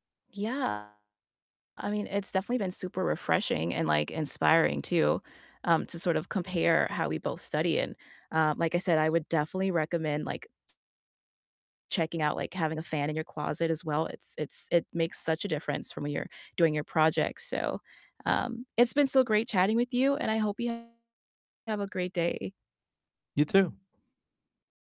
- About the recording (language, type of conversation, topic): English, unstructured, What is your favorite place to study, and what routines help you focus best?
- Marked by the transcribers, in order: distorted speech; tapping